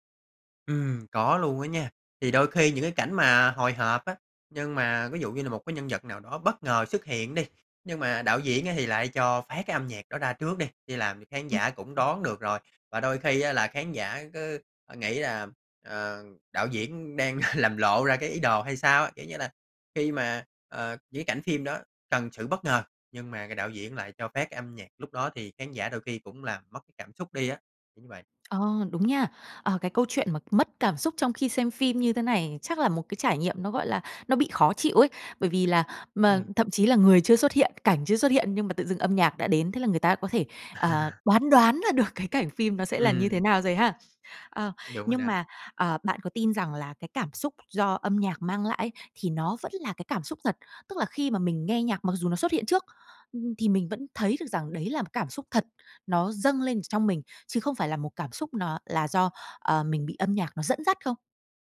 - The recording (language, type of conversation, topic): Vietnamese, podcast, Âm nhạc thay đổi cảm xúc của một bộ phim như thế nào, theo bạn?
- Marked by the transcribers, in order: tapping; laugh; laugh; laughing while speaking: "được cái cảnh phim"